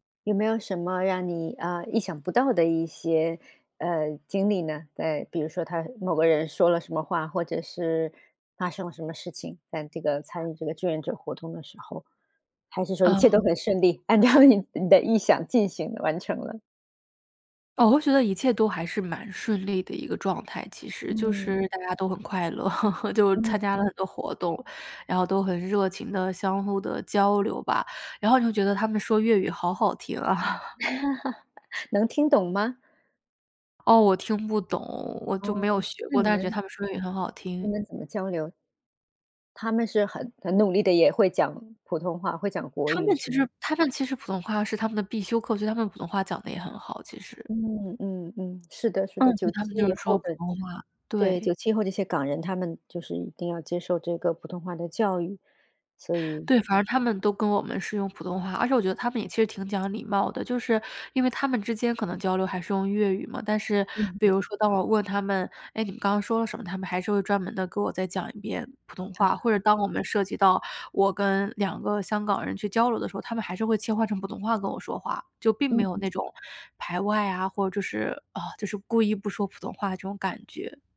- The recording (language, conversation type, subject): Chinese, podcast, 你愿意分享一次你参与志愿活动的经历和感受吗？
- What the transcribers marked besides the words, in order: other background noise; laughing while speaking: "按照你"; chuckle; chuckle